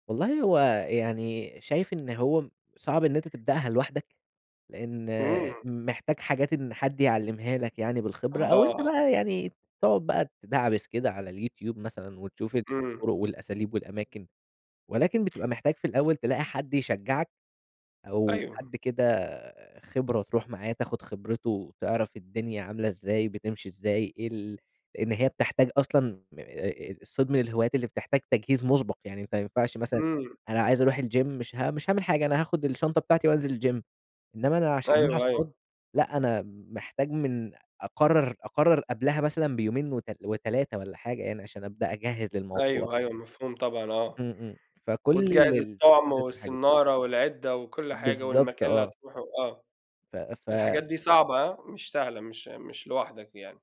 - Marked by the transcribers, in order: tapping; in English: "الgym"; in English: "الgym"
- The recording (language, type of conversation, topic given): Arabic, podcast, إيه تأثير الهوايات على صحتك النفسية؟